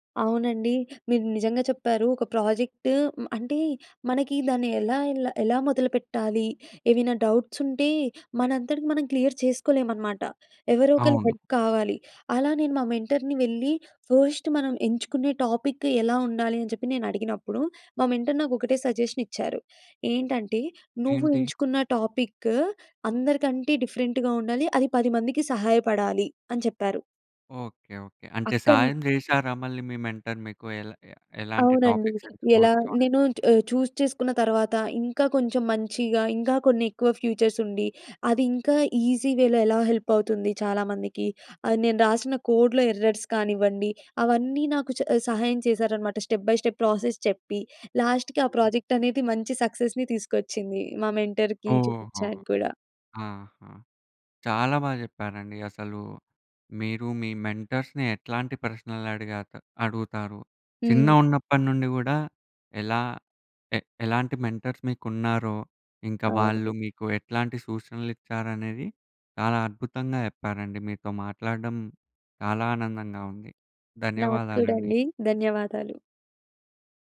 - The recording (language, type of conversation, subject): Telugu, podcast, నువ్వు మెంటర్‌ను ఎలాంటి ప్రశ్నలు అడుగుతావు?
- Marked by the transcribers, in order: in English: "ప్రాజెక్ట్"; in English: "డౌట్స్"; in English: "క్లియర్"; in English: "హెల్ప్"; in English: "మెంటర్‌ని"; in English: "ఫస్ట్"; in English: "టాపిక్"; in English: "మెంటర్"; in English: "సజెషన్"; in English: "టాపిక్"; in English: "డిఫరెంట్‌గా"; in English: "మెంటర్"; in English: "టాపిక్స్"; in English: "చూస్"; in English: "ఫ్యూచర్స్"; in English: "ఈజీ వేలో"; in English: "హెల్ప్"; in English: "కోడ్‌లో ఎర్రర్స్"; in English: "స్టెప్ బై స్టెప్ ప్రాసెస్"; in English: "లాస్ట్‌కి"; in English: "ప్రాజెక్ట్"; in English: "సక్సెస్‌ని"; in English: "మెంటర్‌కీ"; in English: "మెంటర్స్‌ని"; in English: "మెంటర్స్"; unintelligible speech